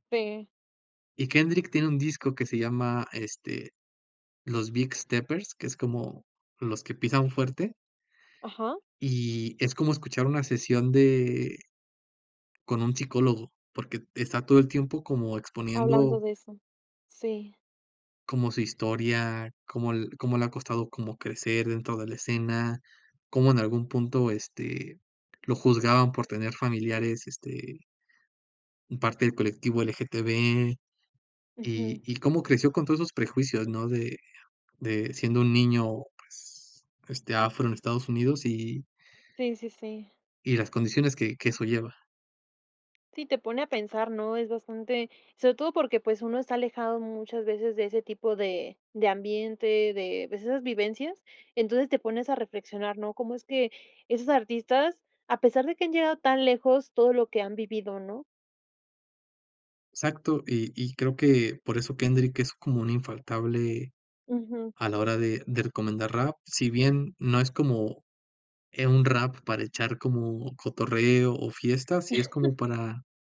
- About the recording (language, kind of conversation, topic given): Spanish, podcast, ¿Qué artista recomendarías a cualquiera sin dudar?
- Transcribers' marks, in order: tapping; chuckle